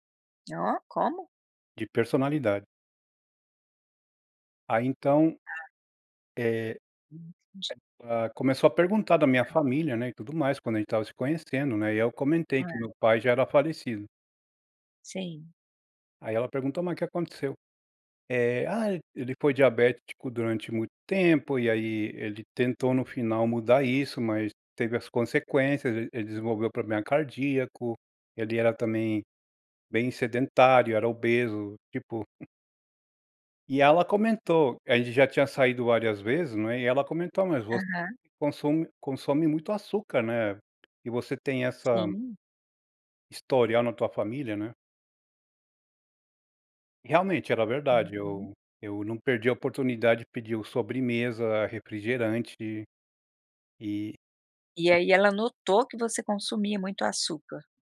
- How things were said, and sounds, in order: other noise; chuckle; tapping
- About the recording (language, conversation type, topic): Portuguese, podcast, Qual pequena mudança teve grande impacto na sua saúde?